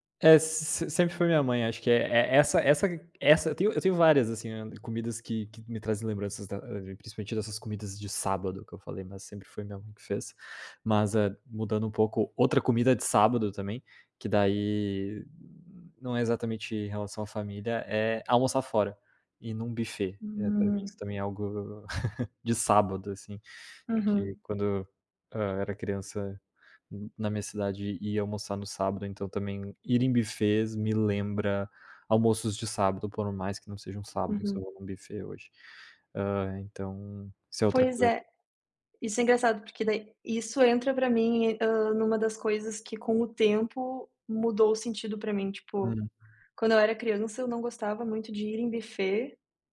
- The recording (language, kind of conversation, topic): Portuguese, unstructured, Qual comida típica da sua cultura traz boas lembranças para você?
- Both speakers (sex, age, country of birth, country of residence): female, 25-29, Brazil, Italy; male, 25-29, Brazil, Italy
- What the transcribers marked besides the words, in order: chuckle